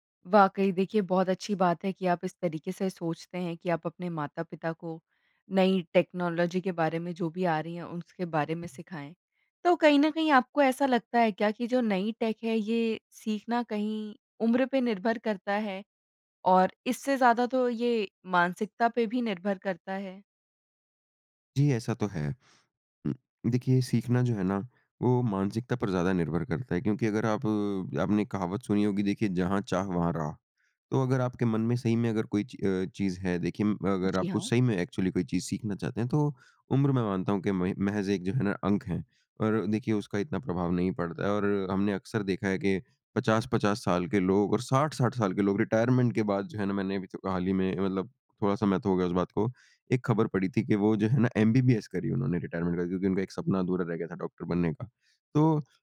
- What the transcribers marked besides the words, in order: in English: "टेक्नोलॉजी"; in English: "टेक"; in English: "एक्चुअली"; in English: "रिटायरमेंट"; in English: "रिटायरमेंट"
- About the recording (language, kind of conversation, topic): Hindi, podcast, नयी तकनीक अपनाने में आपके अनुसार सबसे बड़ी बाधा क्या है?